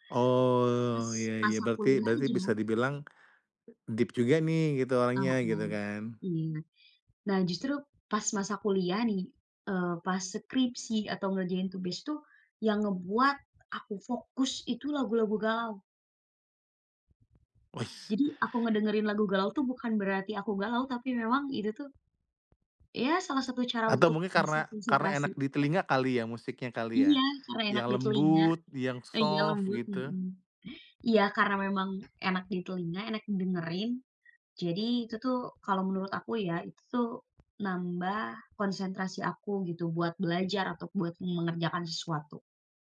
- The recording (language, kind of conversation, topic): Indonesian, podcast, Bagaimana kamu biasanya menemukan musik baru?
- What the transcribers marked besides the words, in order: other background noise; in English: "deep"; tapping; background speech; in English: "soft"